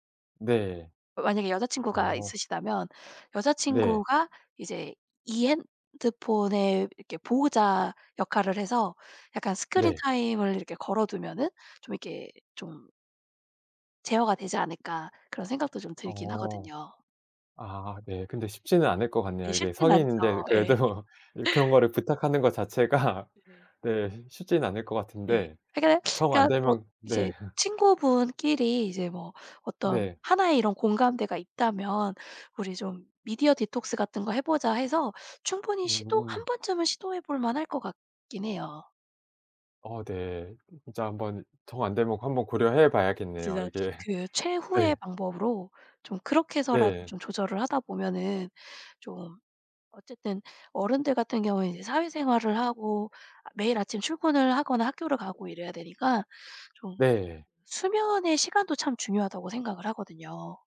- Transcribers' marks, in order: laughing while speaking: "그래도 그런 거를 부탁하는 것 자체가 네 쉽지는 않을 것 같은데"; laugh; unintelligible speech; unintelligible speech; laughing while speaking: "이게"
- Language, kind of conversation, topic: Korean, advice, 스마트폰과 미디어 사용을 조절하지 못해 시간을 낭비했던 상황을 설명해 주실 수 있나요?